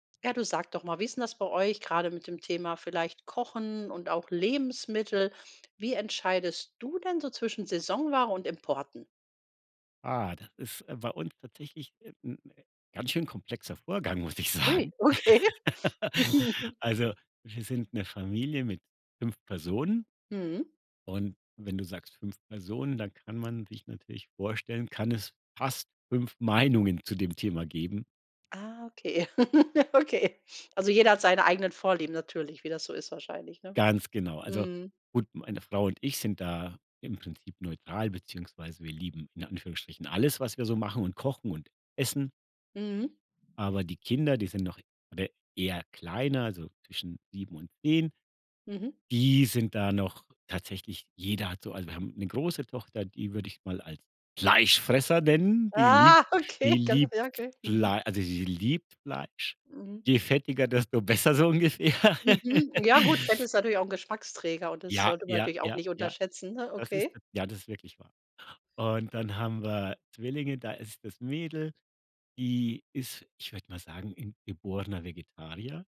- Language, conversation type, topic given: German, podcast, Wie entscheidest du zwischen saisonaler Ware und Importen?
- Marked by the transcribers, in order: laughing while speaking: "okay"; laughing while speaking: "muss ich sagen"; chuckle; laugh; chuckle; other background noise; put-on voice: "Fleischfresser"; put-on voice: "Ah"; laughing while speaking: "okay"; laughing while speaking: "so ungefähr"; laugh